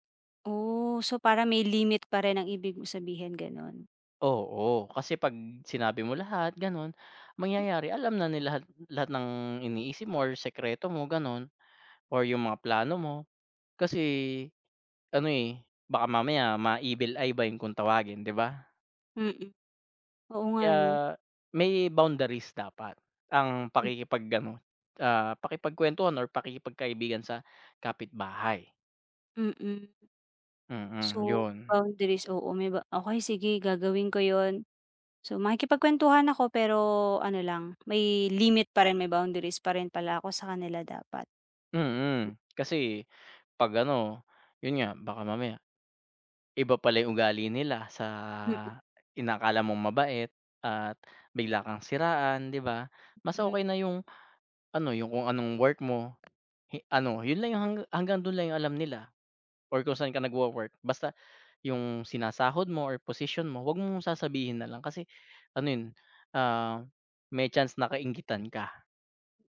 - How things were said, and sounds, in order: tapping; other background noise
- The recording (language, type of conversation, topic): Filipino, advice, Paano ako makikipagkapwa nang maayos sa bagong kapitbahay kung magkaiba ang mga gawi namin?